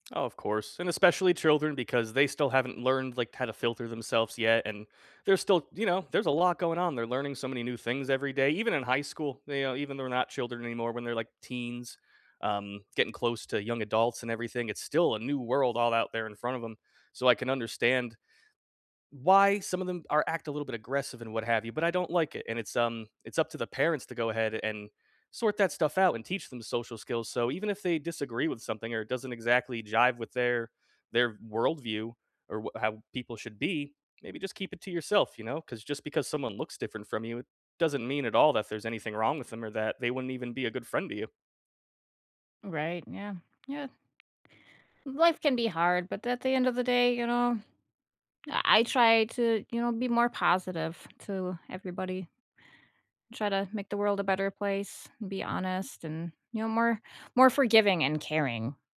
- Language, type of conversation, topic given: English, unstructured, What is a good way to say no without hurting someone’s feelings?
- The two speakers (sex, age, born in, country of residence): female, 40-44, United States, United States; male, 30-34, United States, United States
- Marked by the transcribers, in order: none